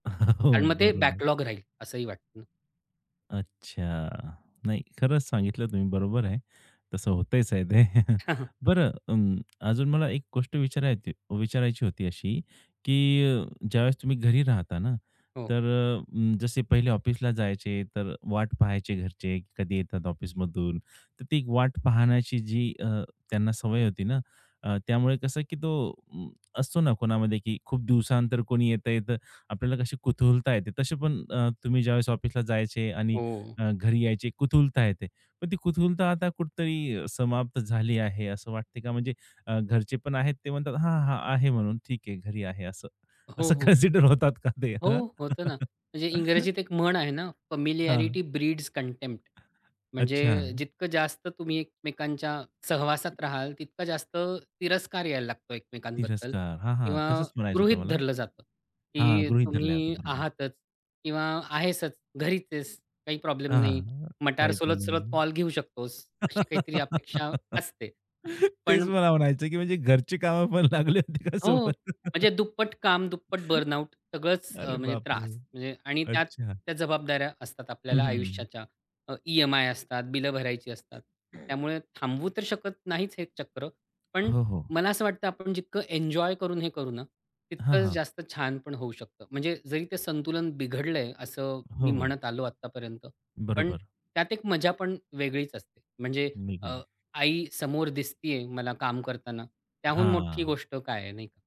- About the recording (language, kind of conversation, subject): Marathi, podcast, घरातून काम करू लागल्यानंतर तुमचं काम-घर संतुलन कसं बदललं?
- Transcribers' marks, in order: chuckle; in English: "बॅकलॉग"; tapping; other background noise; chuckle; laughing while speaking: "असं कान्सिडर होतात का ते? हां"; in English: "कान्सिडर"; laugh; in English: "फॅमिलिॲरिटी ब्रीड्स कंटेम्प्ट"; laugh; laughing while speaking: "तेच मला म्हणायचंय की म्हणजे घरची कामं पण लागली होती का सोबत?"; laugh; chuckle; in English: "बर्नआउट"; other noise; unintelligible speech